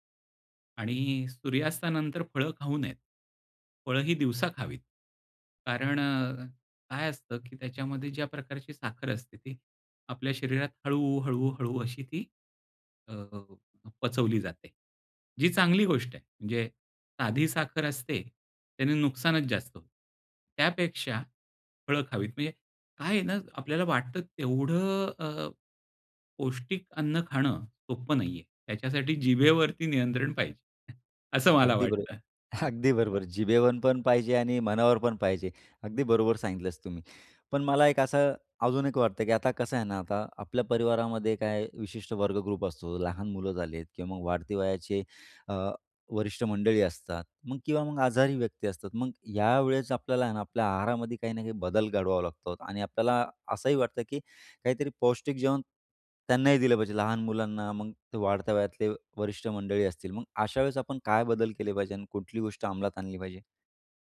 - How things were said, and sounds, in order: tapping; chuckle; laughing while speaking: "अगदी बरोबर"; in English: "ग्रुप"
- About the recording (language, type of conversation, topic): Marathi, podcast, घरच्या जेवणात पौष्टिकता वाढवण्यासाठी तुम्ही कोणते सोपे बदल कराल?